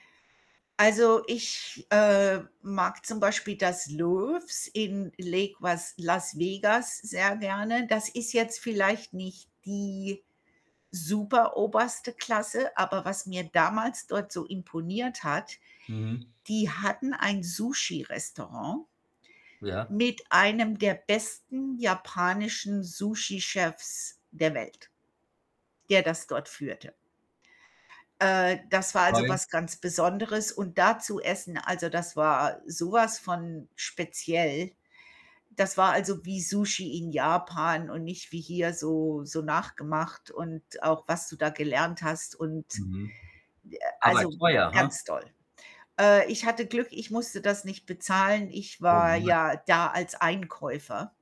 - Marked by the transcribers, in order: static; other background noise; tapping; distorted speech; unintelligible speech
- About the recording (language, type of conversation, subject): German, unstructured, Was macht für dich eine Reise unvergesslich?